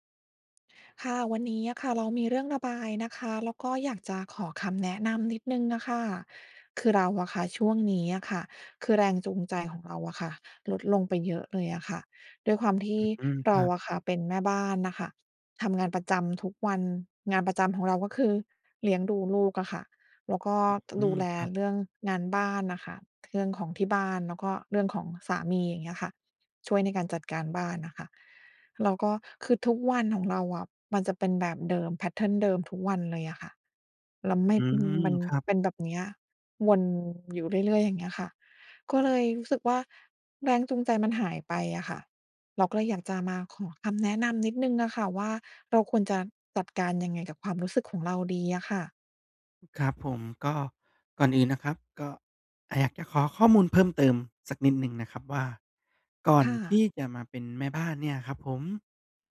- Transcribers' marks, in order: tapping; in English: "แพตเทิร์น"; other background noise
- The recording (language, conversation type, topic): Thai, advice, จะทำอย่างไรให้มีแรงจูงใจและความหมายในงานประจำวันที่ซ้ำซากกลับมาอีกครั้ง?